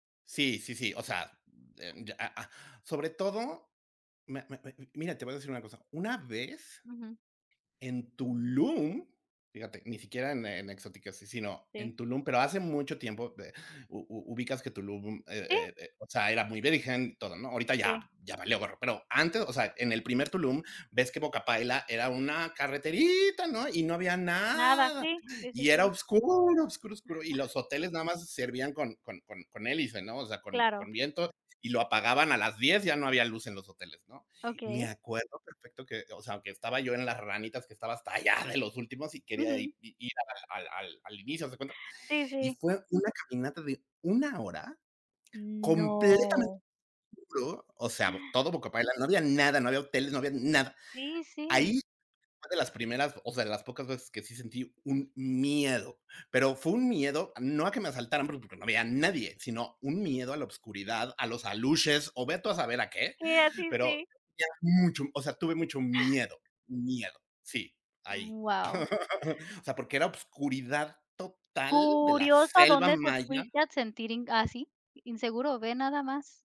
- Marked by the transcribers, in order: drawn out: "nada"; drawn out: "No"; laugh
- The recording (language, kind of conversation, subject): Spanish, unstructured, ¿Viajarías a un lugar con fama de ser inseguro?